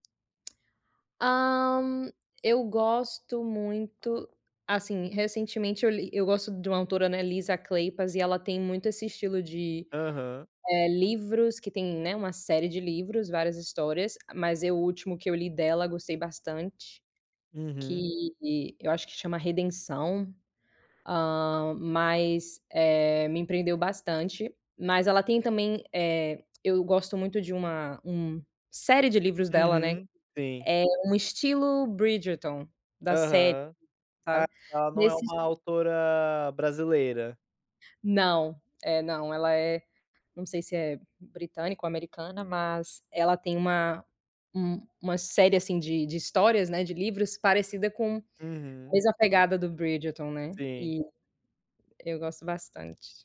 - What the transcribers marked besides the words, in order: tapping; other background noise
- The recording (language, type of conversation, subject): Portuguese, podcast, O que ajuda você a relaxar em casa no fim do dia?